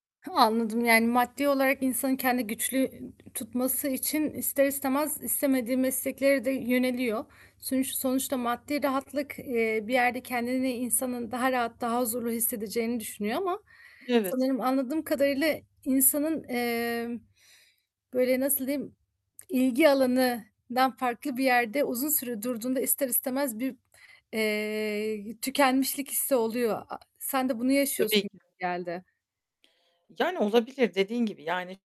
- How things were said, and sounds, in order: static; other background noise; distorted speech
- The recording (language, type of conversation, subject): Turkish, advice, İşimdeki anlam kaybı yüzünden neden yaptığımı sorguluyorsam bunu nasıl ele alabilirim?